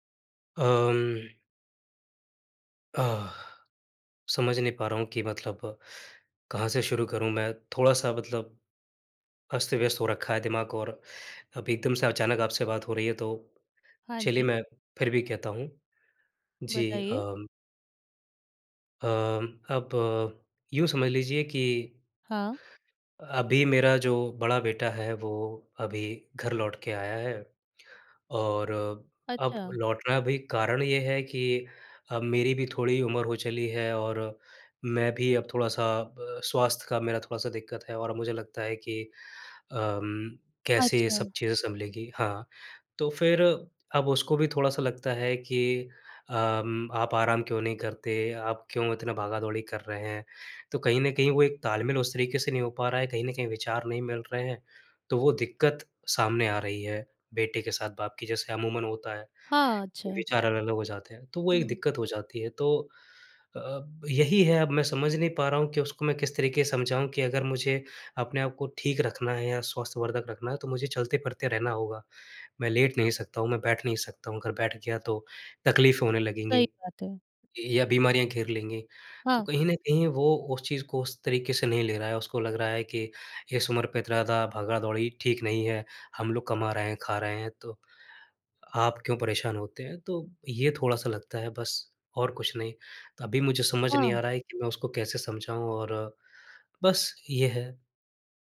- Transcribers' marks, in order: other background noise
- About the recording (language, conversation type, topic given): Hindi, advice, वयस्क संतान की घर वापसी से कौन-कौन से संघर्ष पैदा हो रहे हैं?